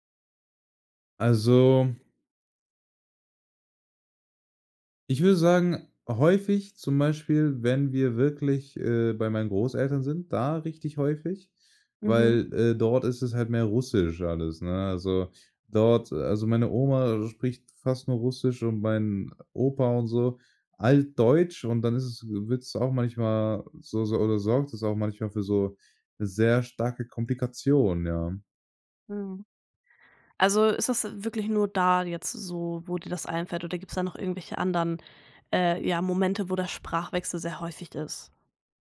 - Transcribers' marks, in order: none
- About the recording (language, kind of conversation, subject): German, podcast, Wie gehst du mit dem Sprachwechsel in deiner Familie um?